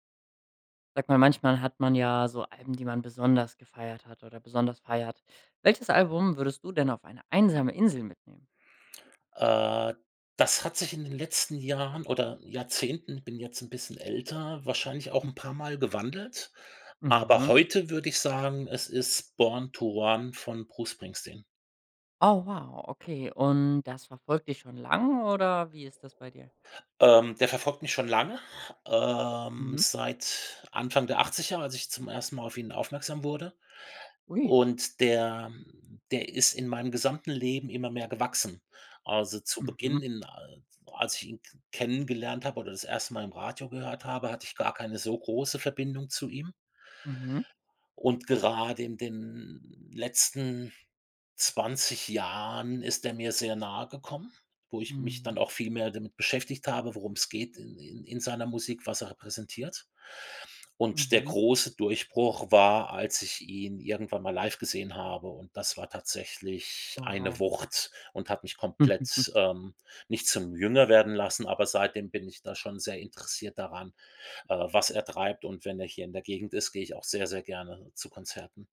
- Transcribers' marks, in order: other noise; surprised: "Ui"; chuckle
- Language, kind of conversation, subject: German, podcast, Welches Album würdest du auf eine einsame Insel mitnehmen?